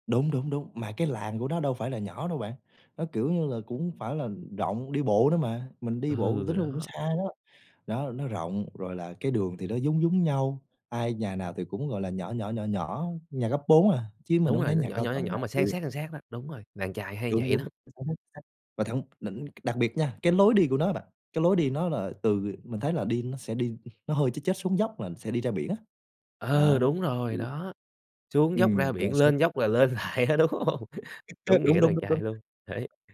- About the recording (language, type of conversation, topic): Vietnamese, podcast, Bạn có thể kể về một lần bạn bị lạc khi đi du lịch một mình không?
- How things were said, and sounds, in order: laughing while speaking: "lắm"; tapping; laughing while speaking: "lên lại á, đúng hông?"; unintelligible speech